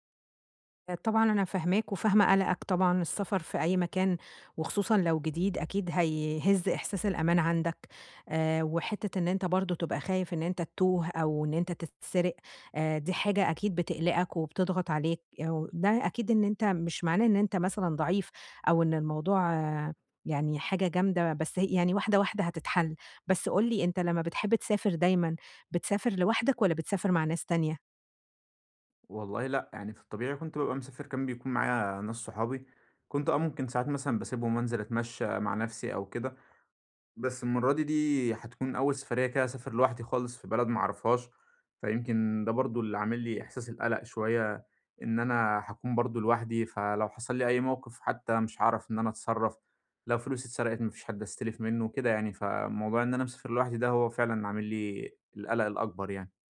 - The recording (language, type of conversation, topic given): Arabic, advice, إزاي أتنقل بأمان وثقة في أماكن مش مألوفة؟
- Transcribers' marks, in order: none